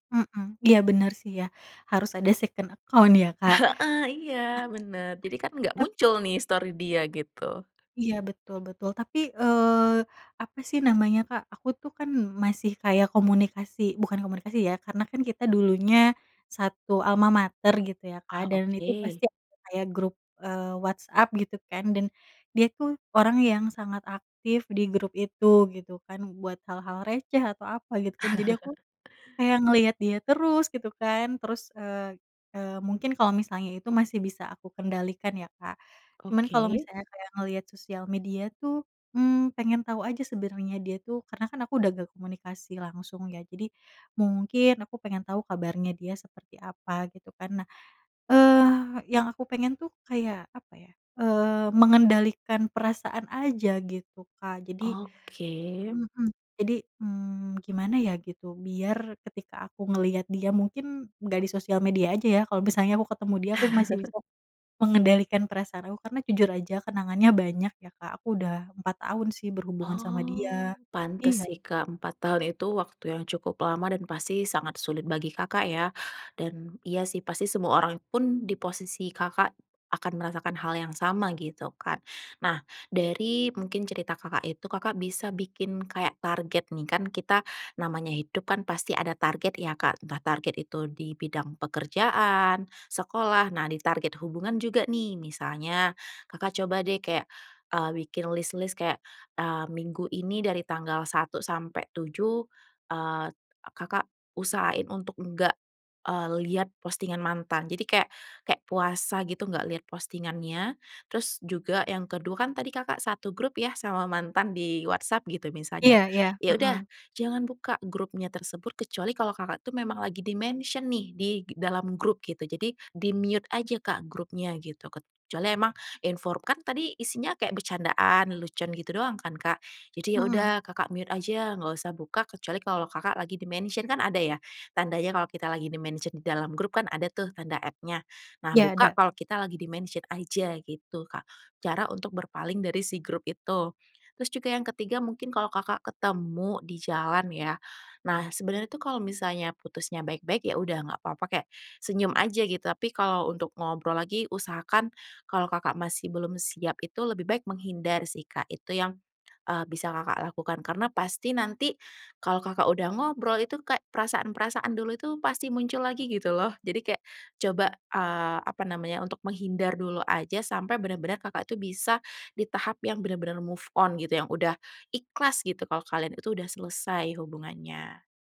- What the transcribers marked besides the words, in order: in English: "second account"; in English: "story"; drawn out: "Oh"; in English: "di-mention"; in English: "di-mute"; in English: "mute"; in English: "di-mention"; in English: "di-mention"; in English: "di-mention"; in English: "move on"
- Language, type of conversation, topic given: Indonesian, advice, Kenapa saya sulit berhenti mengecek akun media sosial mantan?